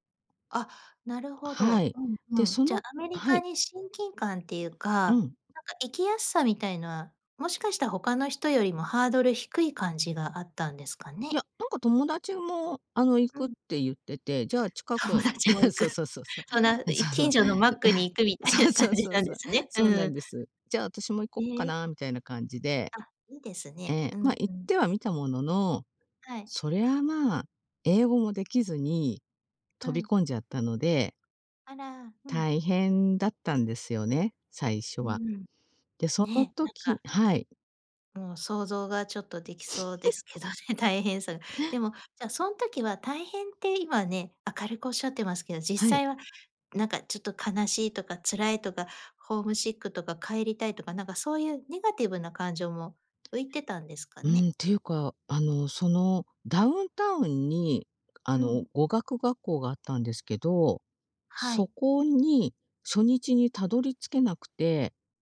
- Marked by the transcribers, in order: laughing while speaking: "友達も行く"; chuckle; laughing while speaking: "みたいな感じなんですね"; chuckle; sniff; chuckle
- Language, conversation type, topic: Japanese, podcast, 昔よく聴いていた曲の中で、今でも胸が熱くなる曲はどれですか？